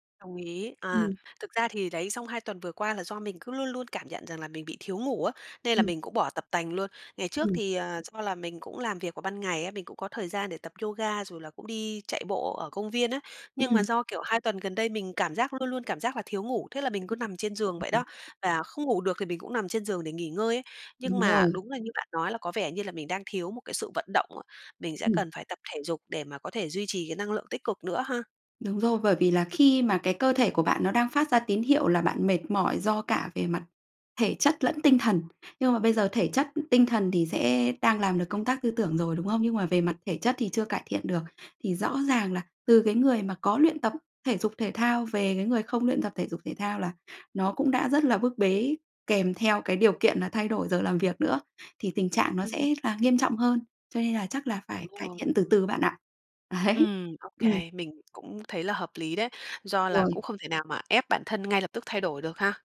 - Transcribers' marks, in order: tapping; unintelligible speech; laughing while speaking: "Ấy"
- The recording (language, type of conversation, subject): Vietnamese, advice, Thay đổi lịch làm việc sang ca đêm ảnh hưởng thế nào đến giấc ngủ và gia đình bạn?